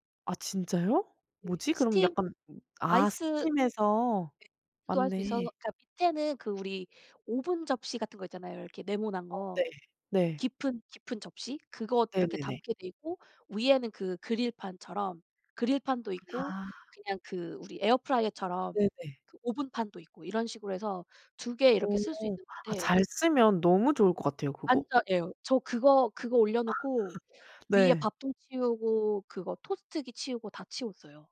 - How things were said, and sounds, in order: tapping; other background noise; laugh
- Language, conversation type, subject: Korean, unstructured, 요리할 때 가장 자주 사용하는 도구는 무엇인가요?